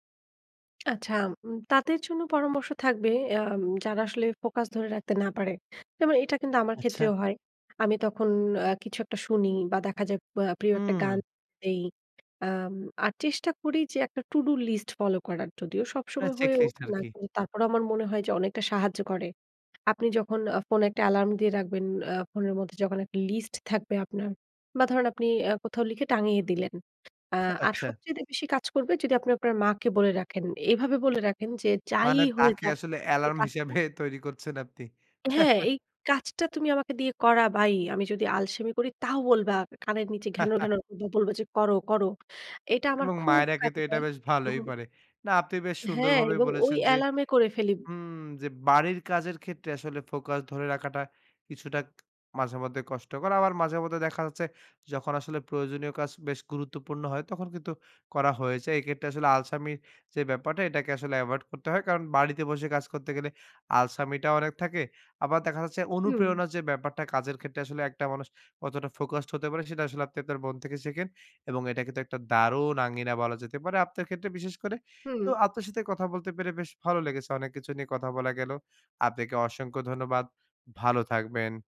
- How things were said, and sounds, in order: scoff; laughing while speaking: "হিসেবে"; chuckle; chuckle
- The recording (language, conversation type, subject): Bengali, podcast, বাড়িতে কাজ করার সময় মনোযোগ ধরে রাখেন কীভাবে?